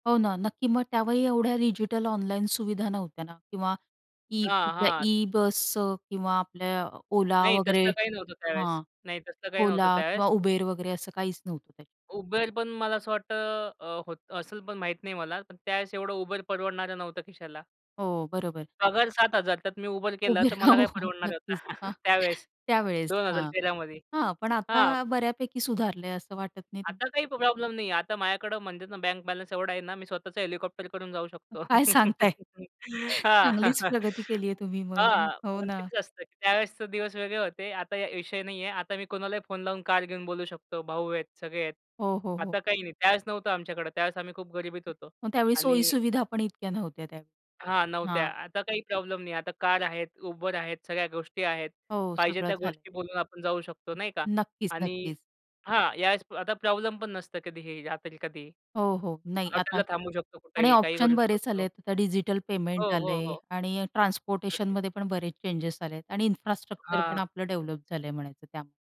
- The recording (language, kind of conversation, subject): Marathi, podcast, कधी तुमची ट्रेन किंवा बस चुकली आहे का, आणि त्या वेळी तुम्ही काय केलं?
- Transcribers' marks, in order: laughing while speaking: "उभी राहू. नक्कीच. हां"; chuckle; unintelligible speech; surprised: "काय सांगताय!"; in English: "हेलिकॉप्टर"; laughing while speaking: "चांगलीच प्रगती केलीये तुम्ही मग"; laugh; laughing while speaking: "हां, हां"; other background noise; other noise; tapping; in English: "ट्रान्सपोर्टेशनमध्ये"; in English: "इन्फ्रास्ट्रक्चर"; in English: "डेव्हलप"